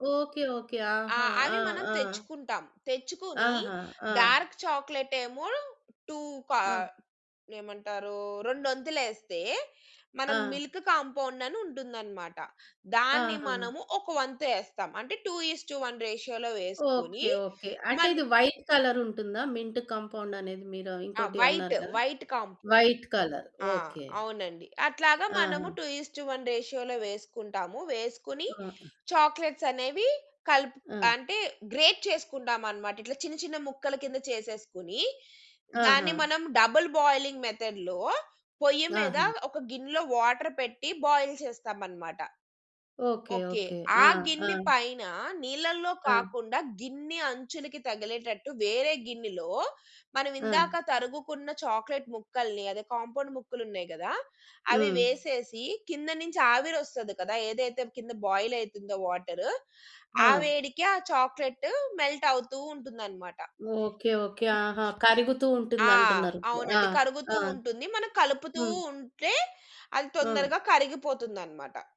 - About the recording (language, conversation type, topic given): Telugu, podcast, పిల్లలకు వంట నేర్పేటప్పుడు మీరు ఎలా జాగ్రత్తలు తీసుకుంటారు?
- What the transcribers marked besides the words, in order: in English: "డార్క్"; in English: "టూ"; in English: "మిల్క్ కాంపౌండ్"; in English: "టు ఈస్ వన్ రేషియో‌లో"; in English: "వైట్ కలర్ ఉంటుందా? మింట్ కాంపౌండ్"; in English: "వైట్ వైట్ కాంపౌండ్"; in English: "వైట్ కలర్"; in English: "టు ఈస్ వన్ రేషియో‌లో"; in English: "చాక్లేట్స్"; in English: "గ్రేట్"; in English: "డబుల్ బాయిలింగ్ మెథడ్‌లో"; tapping; in English: "వాటర్"; in English: "బాయిల్"; in English: "చాక్లేట్"; in English: "కాంపౌండ్"; other background noise; in English: "చాక్లెటు మెల్ట్"